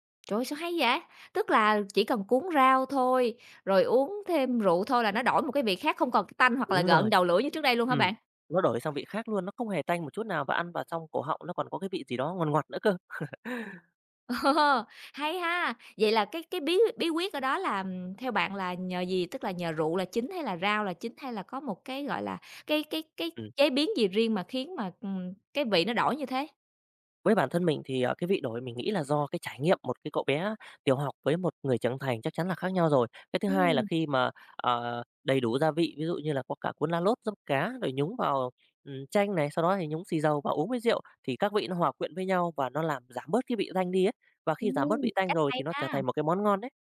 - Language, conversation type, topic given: Vietnamese, podcast, Bạn có thể kể về món ăn tuổi thơ khiến bạn nhớ mãi không quên không?
- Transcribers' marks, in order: chuckle; laughing while speaking: "Ồ"; tapping